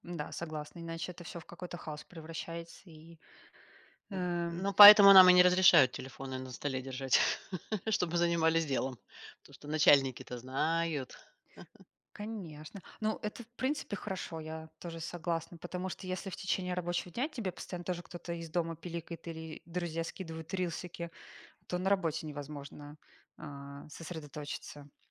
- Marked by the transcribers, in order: tapping; laugh; laugh
- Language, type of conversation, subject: Russian, unstructured, Как мессенджеры влияют на нашу продуктивность и эффективность управления временем?